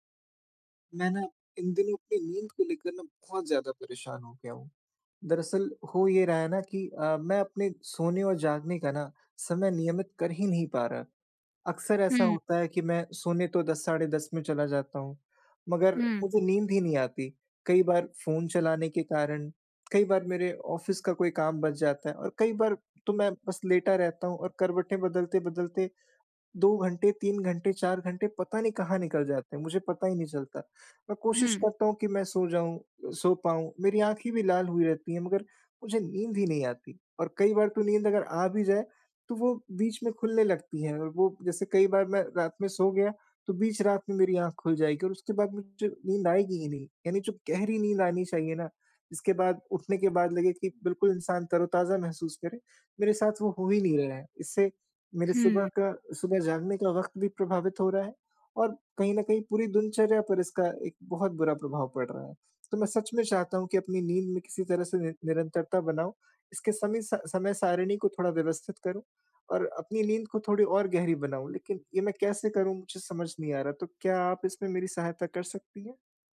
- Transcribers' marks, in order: in English: "ऑफ़िस"
- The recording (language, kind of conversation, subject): Hindi, advice, मैं अपनी सोने-जागने की समय-सारिणी को स्थिर कैसे रखूँ?